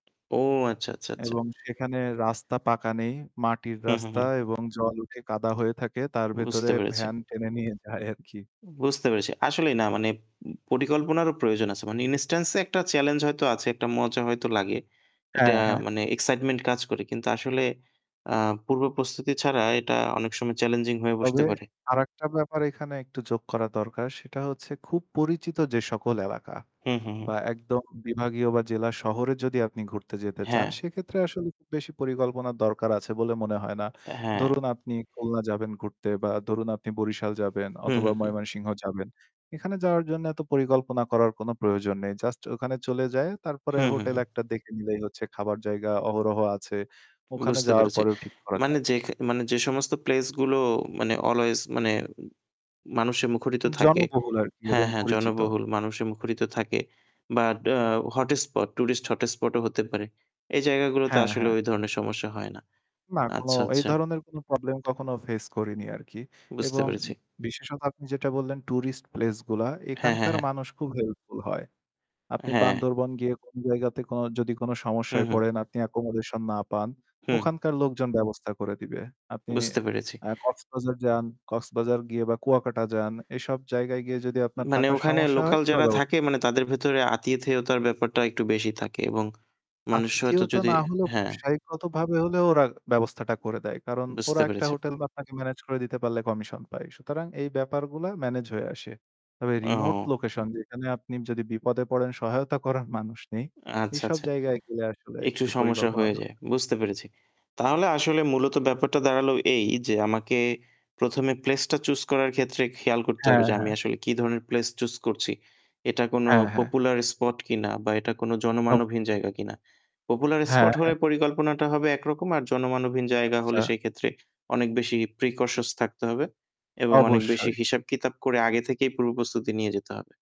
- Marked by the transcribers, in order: tapping; static; other background noise; laughing while speaking: "যায় আরকি"; in English: "এক্সাইটমেন্ট"; distorted speech; in English: "একোমোডেশন"; "আপনাকে" said as "বাপ্নাকে"; unintelligible speech; in English: "প্রিকশস"
- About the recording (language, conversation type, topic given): Bengali, unstructured, একটি নতুন শহর ঘুরে দেখার সময় আপনি কীভাবে পরিকল্পনা করেন?